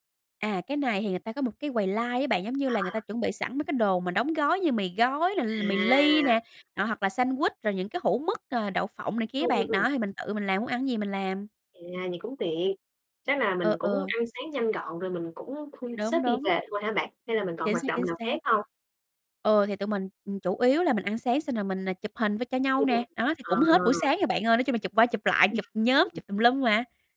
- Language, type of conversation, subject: Vietnamese, podcast, Bạn có thể kể về một trải nghiệm gần gũi với thiên nhiên không?
- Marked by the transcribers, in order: in English: "line"; tapping; other background noise; chuckle